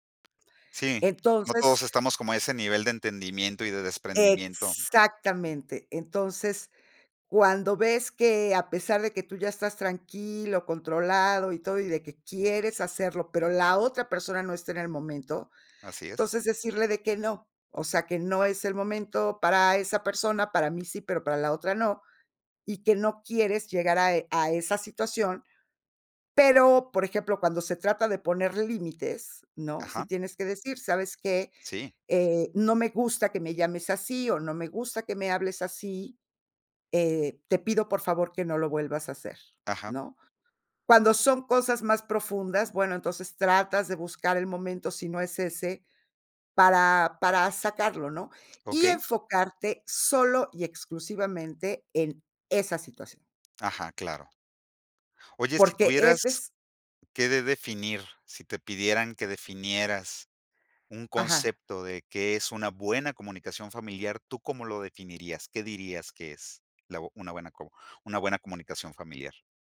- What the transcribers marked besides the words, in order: other noise
- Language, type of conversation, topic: Spanish, podcast, ¿Qué consejos darías para mejorar la comunicación familiar?